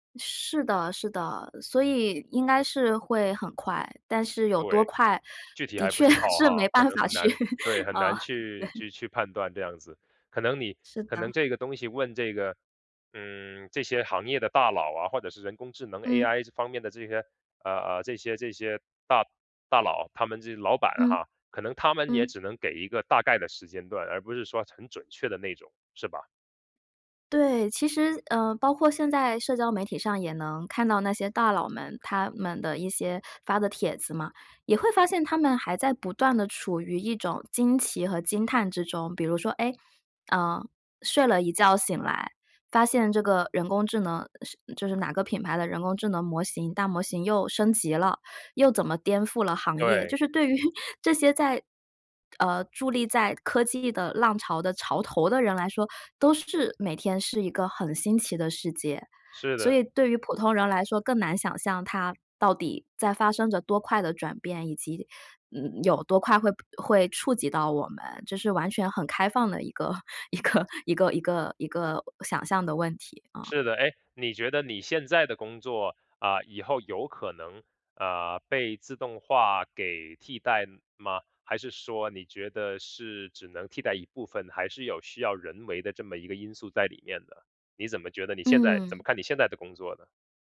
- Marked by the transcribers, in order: laughing while speaking: "的确"; chuckle; laughing while speaking: "对"; other background noise; laughing while speaking: "对于"; lip smack; laughing while speaking: "一个"
- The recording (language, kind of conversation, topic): Chinese, podcast, 未来的工作会被自动化取代吗？